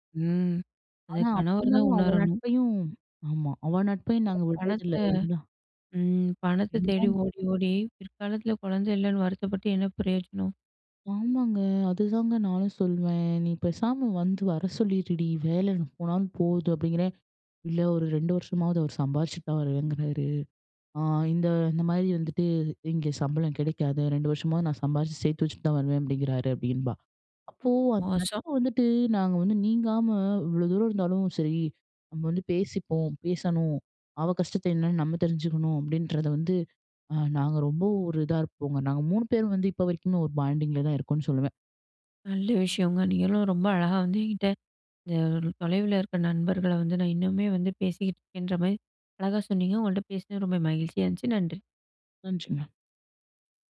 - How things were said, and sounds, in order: unintelligible speech; other noise
- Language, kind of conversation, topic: Tamil, podcast, தூரம் இருந்தாலும் நட்பு நீடிக்க என்ன வழிகள் உண்டு?